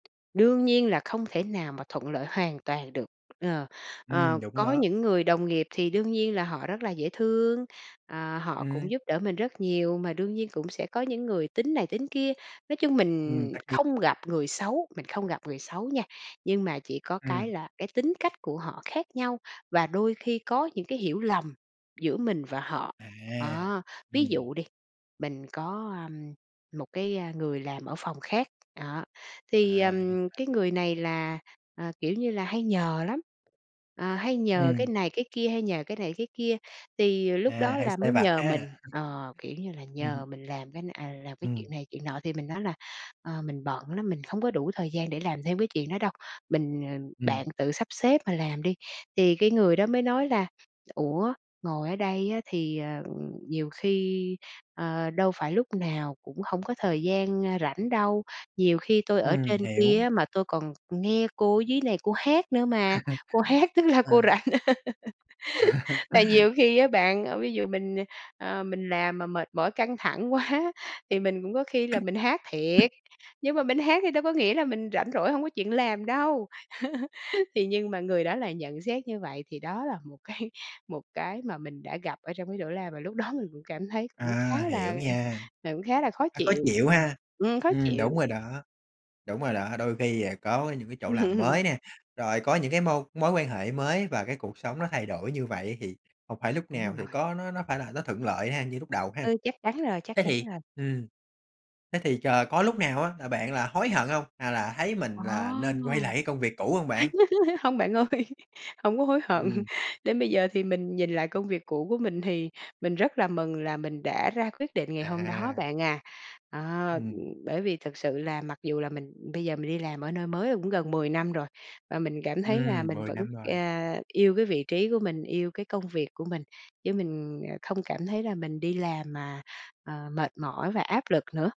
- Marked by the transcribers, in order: tapping; other noise; laugh; laughing while speaking: "rảnh"; laugh; laughing while speaking: "quá"; other background noise; laugh; laughing while speaking: "cái"; laughing while speaking: "đó"; laugh; laugh; laughing while speaking: "ơi"; laughing while speaking: "hận"
- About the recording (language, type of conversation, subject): Vietnamese, podcast, Bạn đã bao giờ gặp một cơ hội nhỏ nhưng lại tạo ra thay đổi lớn trong cuộc đời mình chưa?